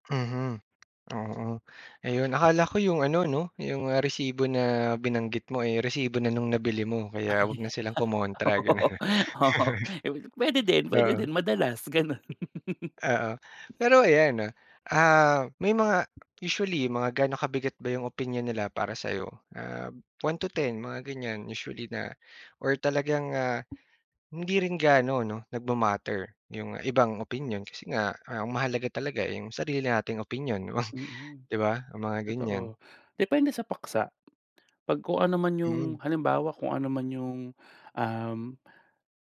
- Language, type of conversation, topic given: Filipino, podcast, Paano mo tinitimbang ang opinyon ng pamilya laban sa sarili mong gusto?
- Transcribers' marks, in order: other background noise; laughing while speaking: "Oo, oo"; chuckle; tapping; chuckle